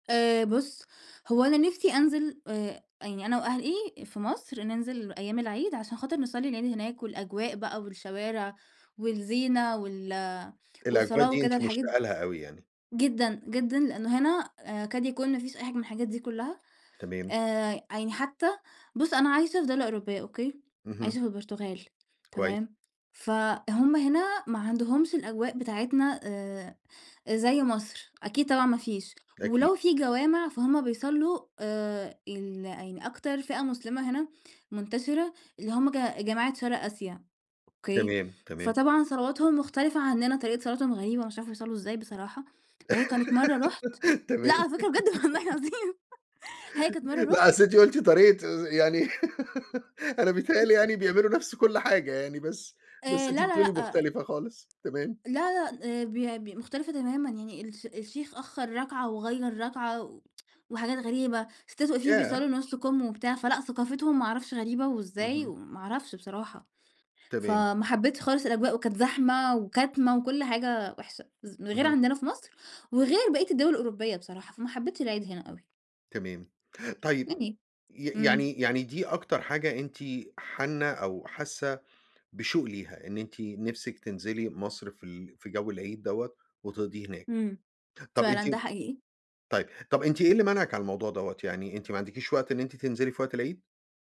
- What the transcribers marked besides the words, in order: tapping; giggle; laughing while speaking: "تمام"; giggle; laughing while speaking: "والله العظيم"; laughing while speaking: "لأ، أصل أنتِ قُلتِ طريقة … بتقولي مختلِفة خالص"; giggle; chuckle; tsk
- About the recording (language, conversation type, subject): Arabic, podcast, إيه الأكلة اللي بتفكّرك بالبيت وبأهلك؟